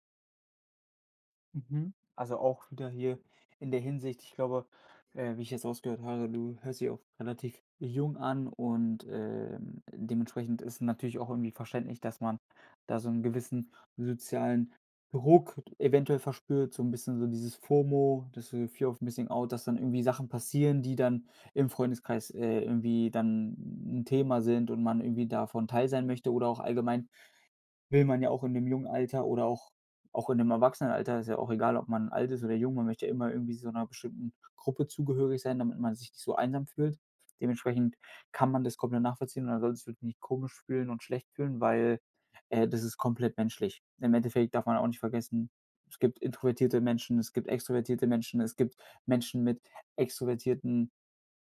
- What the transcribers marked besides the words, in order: in English: "Fear of Missing Out"
- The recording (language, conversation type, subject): German, advice, Wie kann ich bei Partys und Feiertagen weniger erschöpft sein?